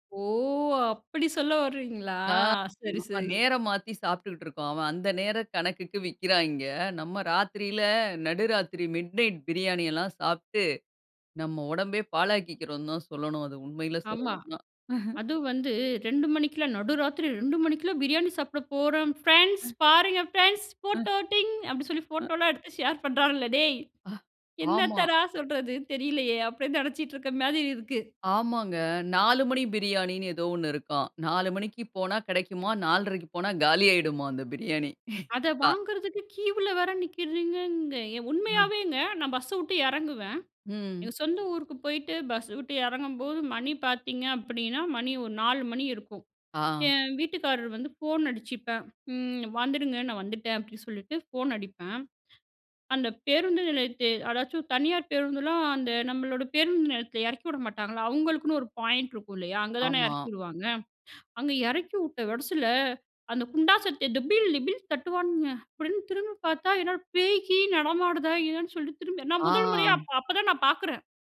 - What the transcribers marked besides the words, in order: drawn out: "ஓ!"; laugh; put-on voice: "பிரியாணி சாப்பிட போறோம் ஃபிரெண்ட்ஸ், பாருங்க ஃபிரெண்ட்ஸ். போட்டோ ட்டிங்"; other background noise; laugh; in English: "கியூவ்ல"; drawn out: "ஆ"
- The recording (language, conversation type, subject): Tamil, podcast, உணவு சாப்பிடும்போது கவனமாக இருக்க நீங்கள் பின்பற்றும் பழக்கம் என்ன?